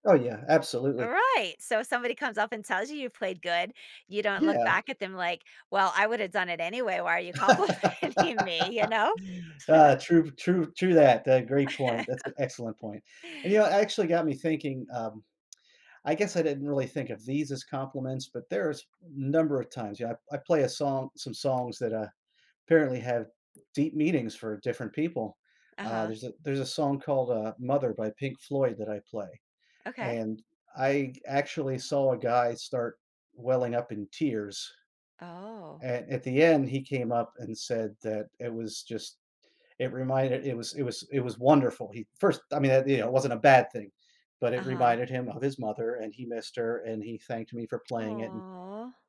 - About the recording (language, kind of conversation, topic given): English, advice, How can I accept a compliment?
- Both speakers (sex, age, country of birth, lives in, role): female, 50-54, United States, United States, advisor; male, 55-59, United States, United States, user
- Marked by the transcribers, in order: laugh; laughing while speaking: "complimenting me"; laugh; tapping; tsk; other background noise; drawn out: "Aw"